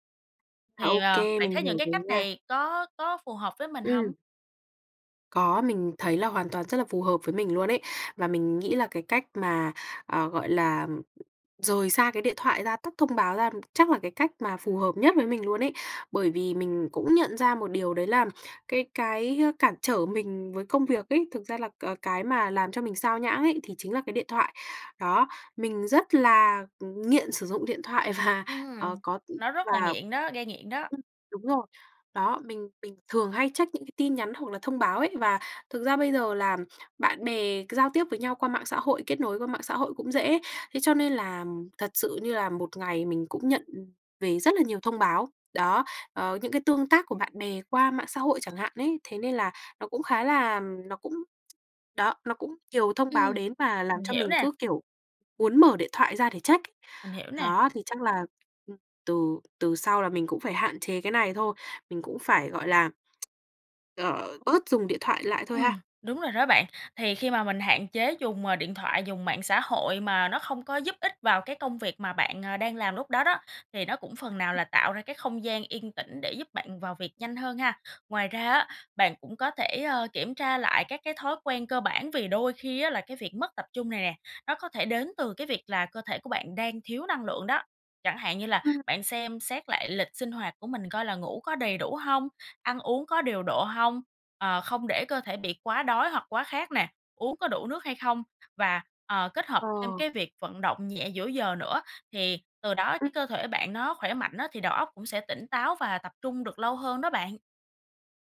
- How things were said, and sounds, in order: other background noise; tapping; laughing while speaking: "và"; tsk
- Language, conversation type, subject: Vietnamese, advice, Làm thế nào để tôi có thể tập trung làm việc lâu hơn?
- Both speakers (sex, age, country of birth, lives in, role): female, 20-24, Vietnam, Vietnam, user; female, 25-29, Vietnam, Vietnam, advisor